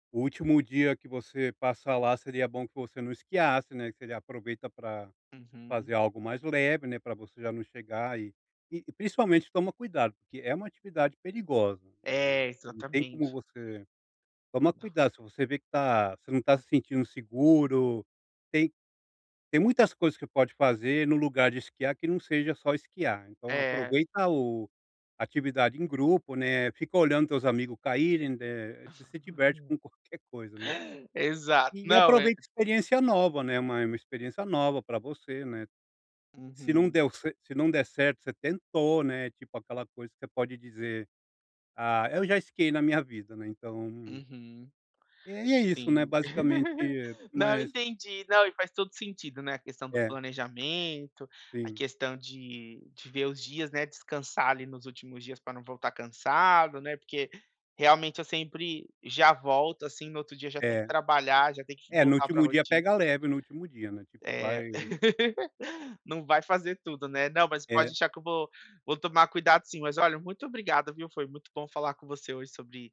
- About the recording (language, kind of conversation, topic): Portuguese, advice, Como posso aproveitar férias curtas sem ficar estressado?
- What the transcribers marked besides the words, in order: laugh; laugh; laugh